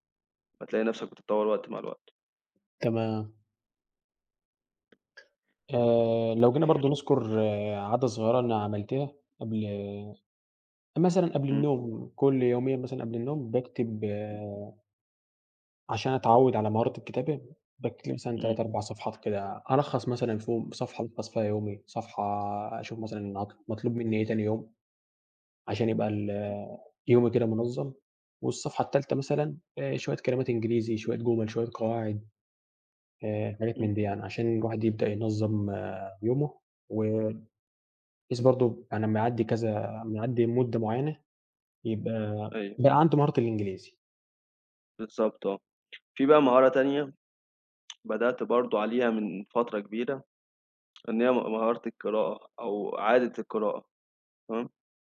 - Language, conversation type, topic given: Arabic, unstructured, إيه هي العادة الصغيرة اللي غيّرت حياتك؟
- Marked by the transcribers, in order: tapping; other background noise; other noise